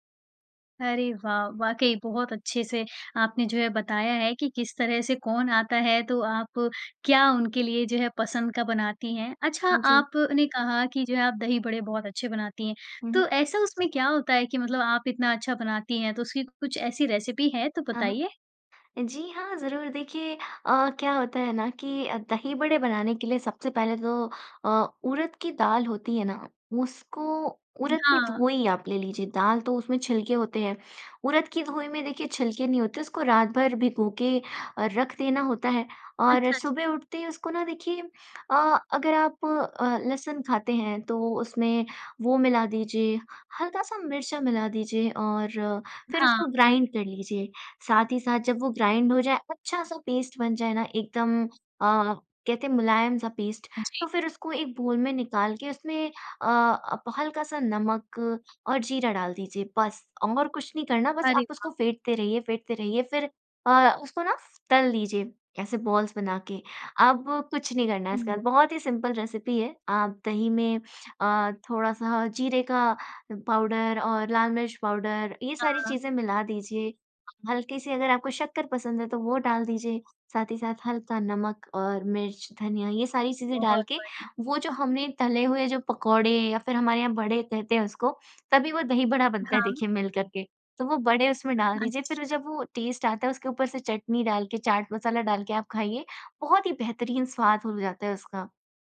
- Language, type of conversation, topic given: Hindi, podcast, मेहमान आने पर आप आम तौर पर खाना किस क्रम में और कैसे परोसते हैं?
- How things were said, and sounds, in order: in English: "रेसिपी"; in English: "ग्राइंड"; in English: "ग्राइंड"; in English: "पेस्ट"; in English: "पेस्ट"; in English: "बाउल"; in English: "बॉल्स"; in English: "सिंपल रेसिपी"; in English: "टेस्ट"